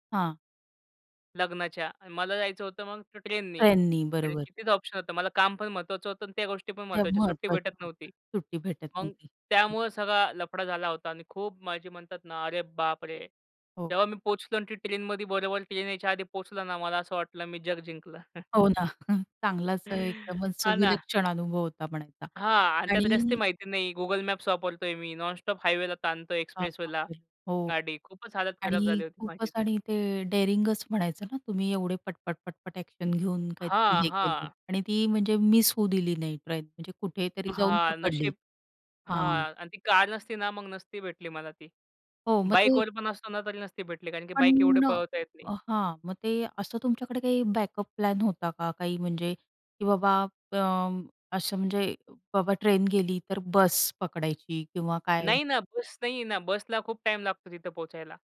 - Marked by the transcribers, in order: tapping; chuckle; other background noise; in English: "बॅकअप प्लॅन"
- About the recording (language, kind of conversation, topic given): Marathi, podcast, कधी तुमची ट्रेन किंवा बस चुकली आहे का, आणि त्या वेळी तुम्ही काय केलं?